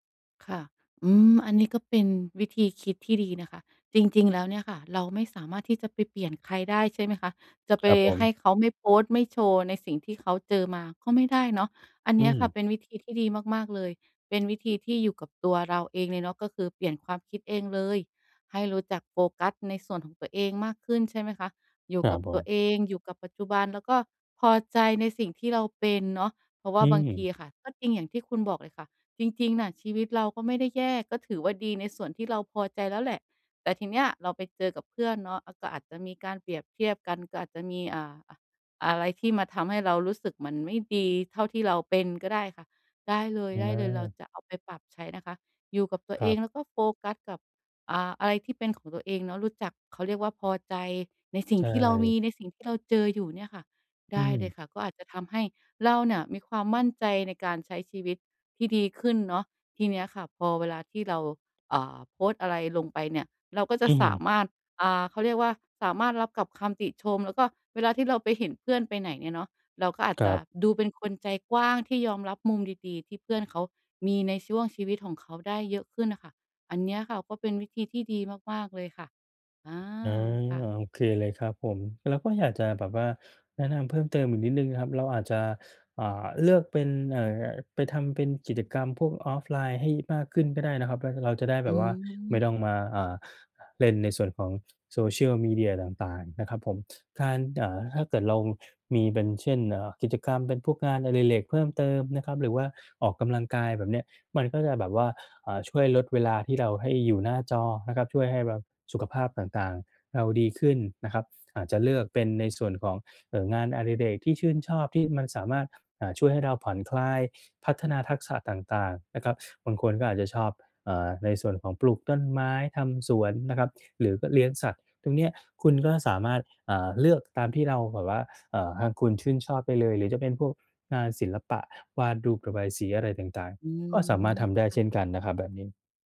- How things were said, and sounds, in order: in English: "offline"; "รูป" said as "รูก"; other background noise
- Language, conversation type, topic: Thai, advice, ฉันจะลดความรู้สึกกลัวว่าจะพลาดสิ่งต่าง ๆ (FOMO) ในชีวิตได้อย่างไร